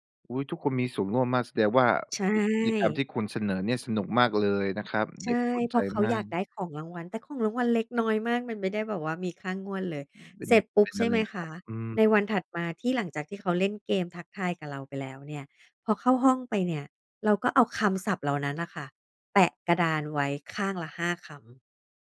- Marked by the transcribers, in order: none
- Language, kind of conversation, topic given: Thai, podcast, คุณอยากให้เด็ก ๆ สนุกกับการเรียนได้อย่างไรบ้าง?